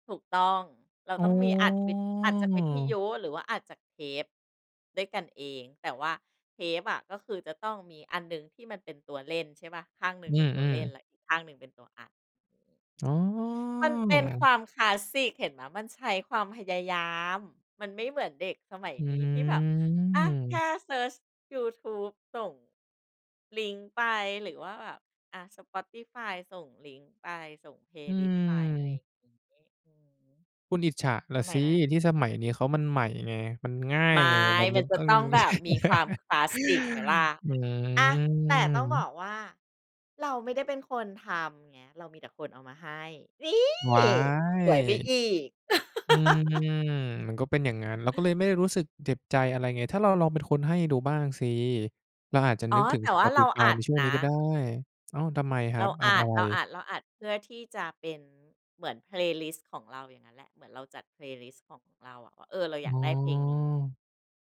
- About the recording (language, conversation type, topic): Thai, podcast, คุณมีประสบการณ์แลกเทปหรือซีดีสมัยก่อนอย่างไรบ้าง?
- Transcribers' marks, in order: drawn out: "อ้อ"; drawn out: "อ๋อ"; drawn out: "อืม"; chuckle; drawn out: "อืม"; stressed: "นี่"; laugh